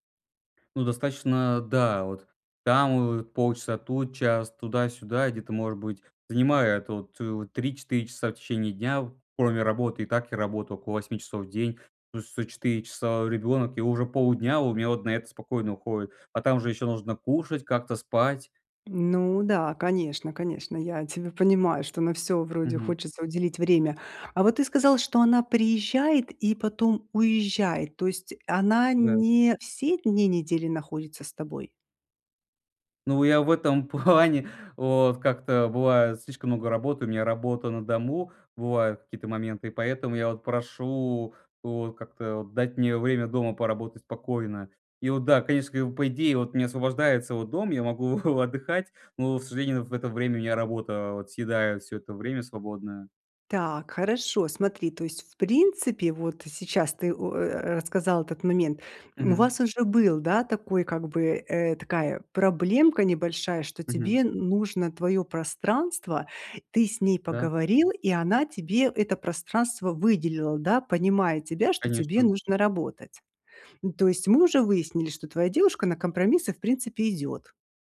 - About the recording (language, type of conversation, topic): Russian, advice, Как мне сочетать семейные обязанности с личной жизнью и не чувствовать вины?
- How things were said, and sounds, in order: tapping; laughing while speaking: "плане"; chuckle